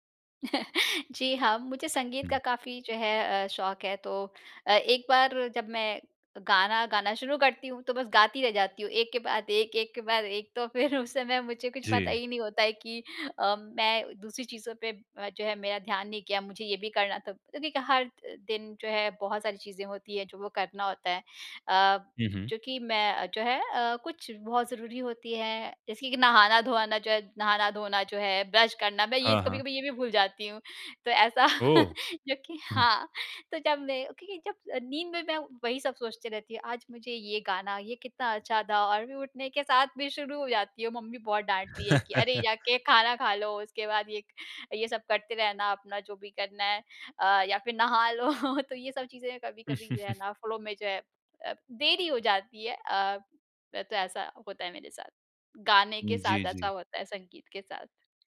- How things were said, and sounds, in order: chuckle; laughing while speaking: "फ़िर उस समय मुझे कुछ पता ही नहीं"; laughing while speaking: "जो कि हाँ, तो जब मैं क्योंकि जब नींद में मैं वही"; laugh; chuckle; in English: "फ़्लो"
- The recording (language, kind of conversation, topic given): Hindi, podcast, आप कैसे पहचानते हैं कि आप गहरे फ्लो में हैं?